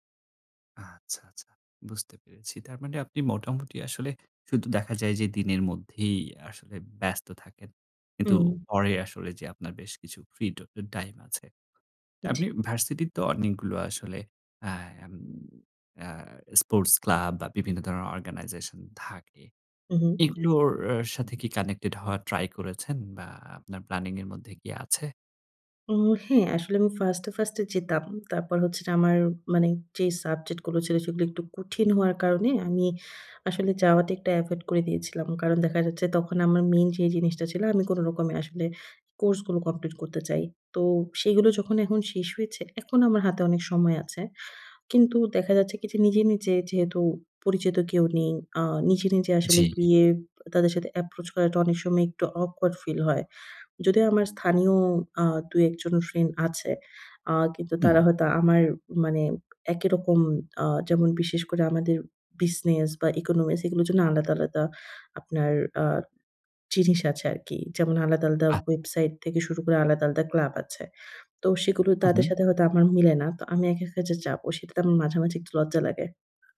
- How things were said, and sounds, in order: none
- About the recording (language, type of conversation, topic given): Bengali, advice, নতুন শহরে স্থানান্তর করার পর আপনার দৈনন্দিন রুটিন ও সম্পর্ক কীভাবে বদলে গেছে?